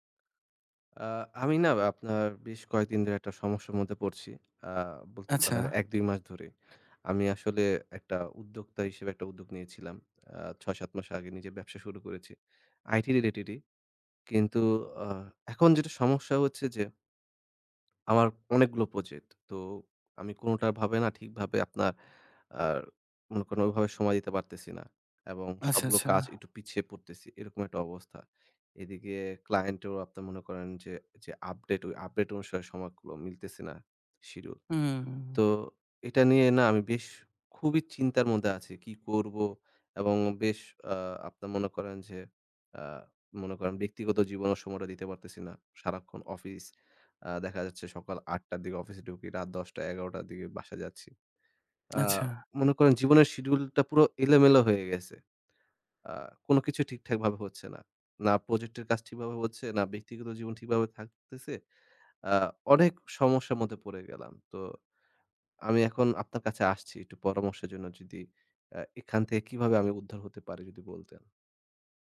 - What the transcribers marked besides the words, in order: other background noise; in English: "IT related"; tapping; "মনে করেন" said as "মন কন"; "সময়গুলো" said as "সময়গু"
- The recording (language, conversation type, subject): Bengali, advice, আমি অনেক প্রজেক্ট শুরু করি, কিন্তু কোনোটাই শেষ করতে পারি না—এর কারণ কী?